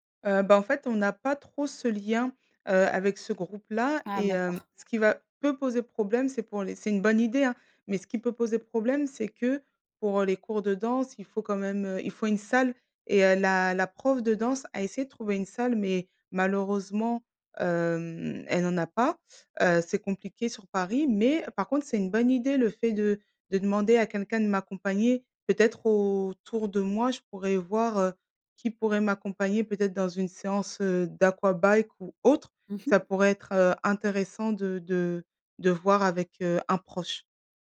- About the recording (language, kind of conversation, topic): French, advice, Comment remplacer mes mauvaises habitudes par de nouvelles routines durables sans tout changer brutalement ?
- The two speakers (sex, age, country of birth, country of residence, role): female, 25-29, France, France, advisor; female, 35-39, France, France, user
- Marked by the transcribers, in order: tapping